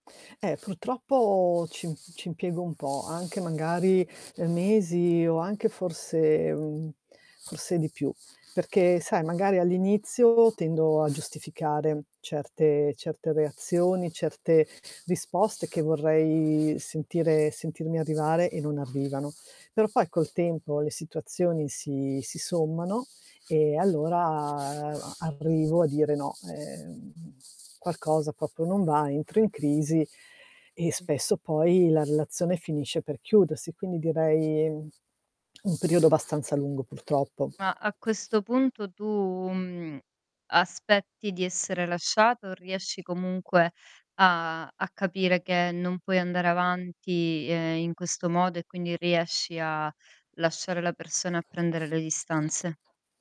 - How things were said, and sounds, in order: tapping; drawn out: "allora"; distorted speech; "proprio" said as "popio"; static
- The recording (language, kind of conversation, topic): Italian, advice, Perché mi capita di scegliere ripetutamente partner emotivamente indisponibili?